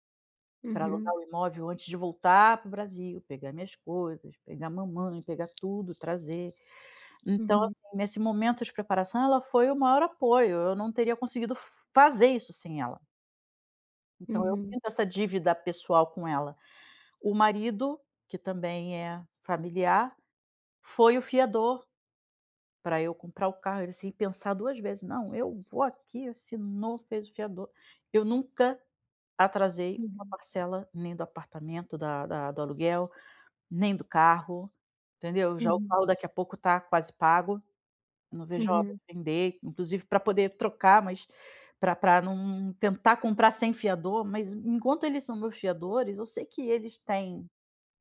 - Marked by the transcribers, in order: other background noise; tapping
- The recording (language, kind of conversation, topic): Portuguese, advice, Como lidar com as críticas da minha família às minhas decisões de vida em eventos familiares?